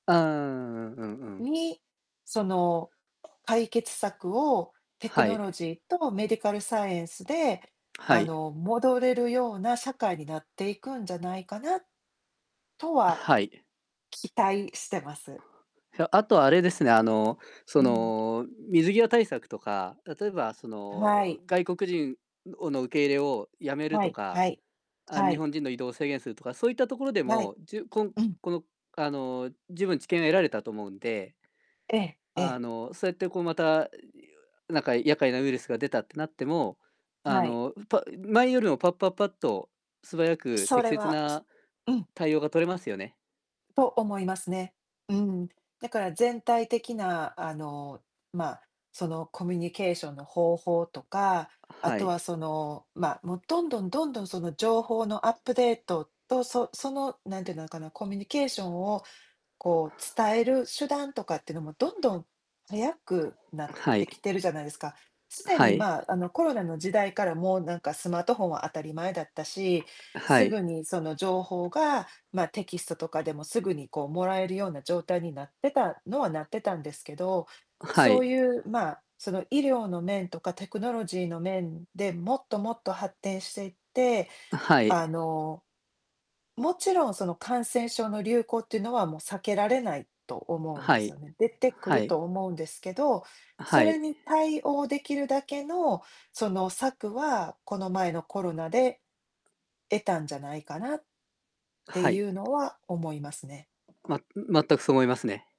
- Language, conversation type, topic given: Japanese, unstructured, 今後、感染症の流行はどのようになっていくと思いますか？
- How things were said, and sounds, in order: distorted speech; other background noise; in English: "メディカルサイエンス"; tapping